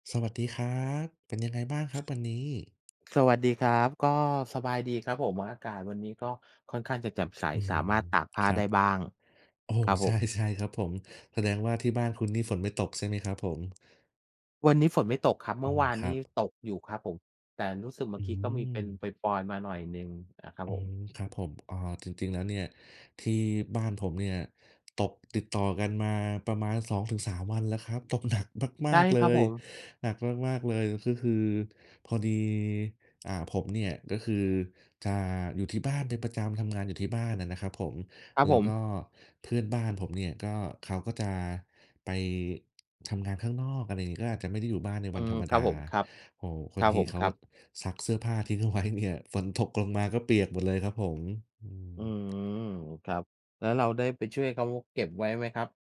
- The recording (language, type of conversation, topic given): Thai, unstructured, ถ้าคุณสามารถช่วยใครสักคนได้โดยไม่หวังผลตอบแทน คุณจะช่วยไหม?
- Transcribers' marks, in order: tapping; other background noise